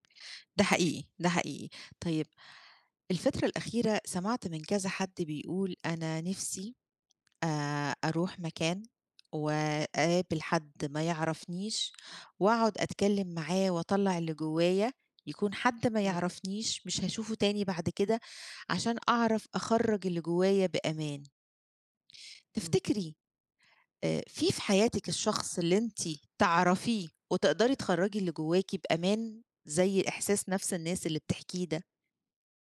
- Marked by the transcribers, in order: none
- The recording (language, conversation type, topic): Arabic, podcast, إيه الفرق بين دعم الأصحاب ودعم العيلة؟